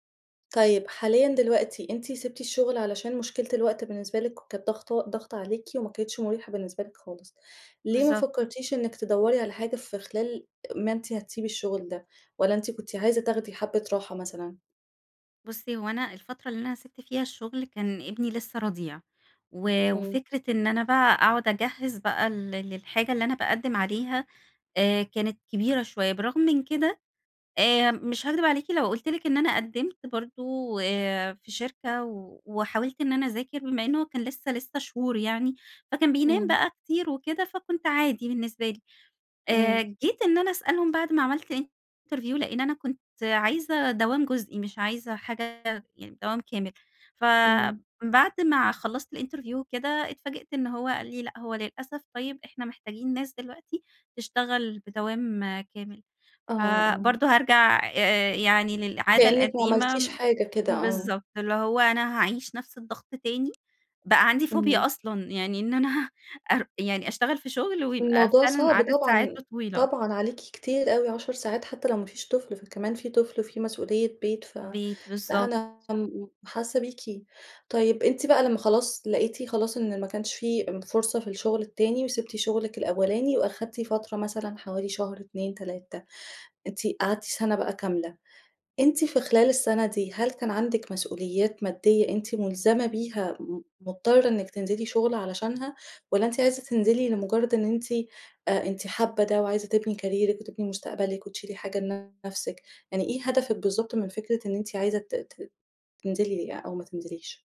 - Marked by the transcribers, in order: in English: "interview"; in English: "الInterview"; in English: "Phobia"; unintelligible speech; in English: "كاريرِك"
- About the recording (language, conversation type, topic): Arabic, advice, إزاي أقرر أغيّر مجالي ولا أكمل في شغلي الحالي عشان الاستقرار؟